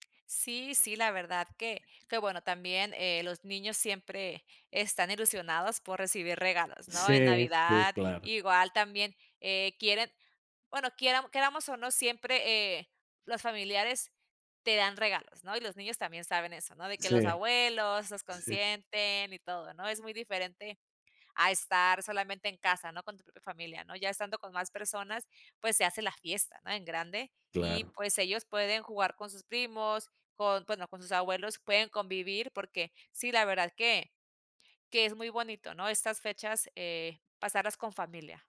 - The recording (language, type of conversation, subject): Spanish, podcast, ¿Qué tradiciones ayudan a mantener unidos a tus parientes?
- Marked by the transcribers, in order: none